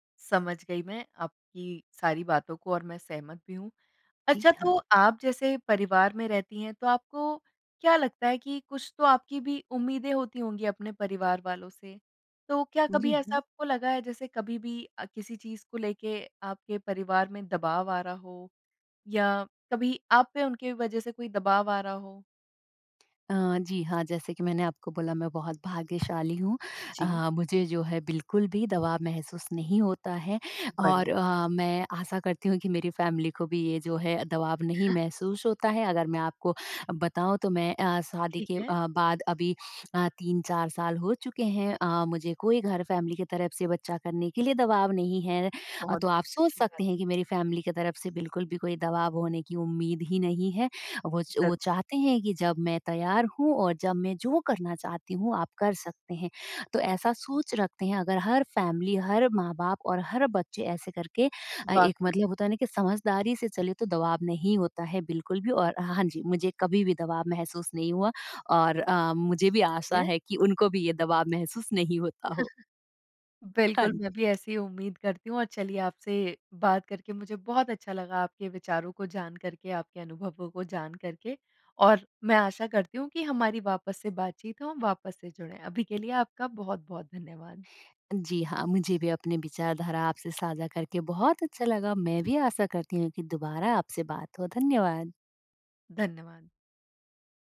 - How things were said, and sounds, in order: in English: "फैमिली"; chuckle; in English: "फैमिली"; in English: "फैमिली"; in English: "फैमिली"; joyful: "मुझे भी आशा है कि … नहीं होता हो"; chuckle; other background noise; other noise
- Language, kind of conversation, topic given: Hindi, podcast, क्या पारिवारिक उम्मीदें सहारा बनती हैं या दबाव पैदा करती हैं?